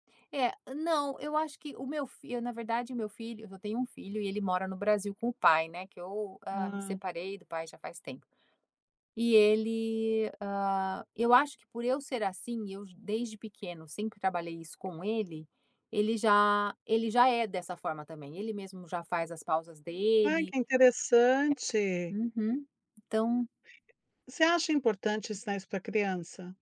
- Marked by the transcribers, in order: other background noise; tapping
- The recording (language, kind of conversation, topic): Portuguese, podcast, Como você encaixa o autocuidado na correria do dia a dia?